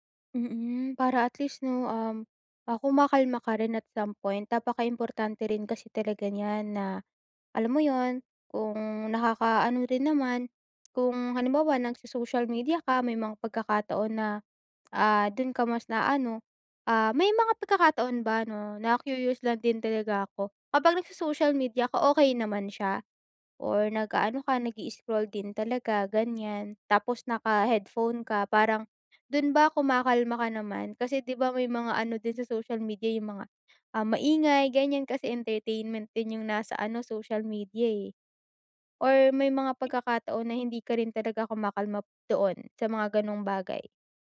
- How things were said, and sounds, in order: in English: "at some point"; tapping
- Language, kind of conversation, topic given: Filipino, advice, Paano ko mababawasan ang pagiging labis na sensitibo sa ingay at sa madalas na paggamit ng telepono?